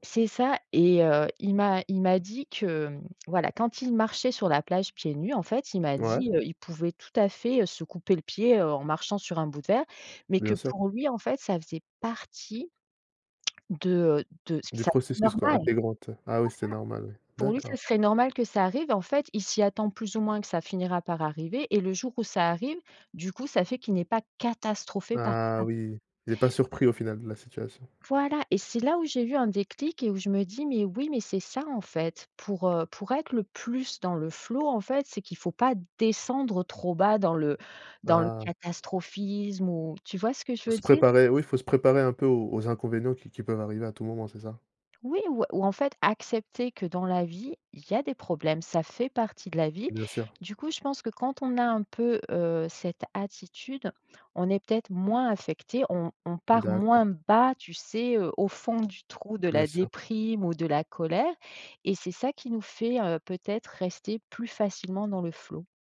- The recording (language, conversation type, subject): French, podcast, Quel conseil donnerais-tu pour retrouver rapidement le flow ?
- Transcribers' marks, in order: tsk; stressed: "catastrophé"; stressed: "descendre"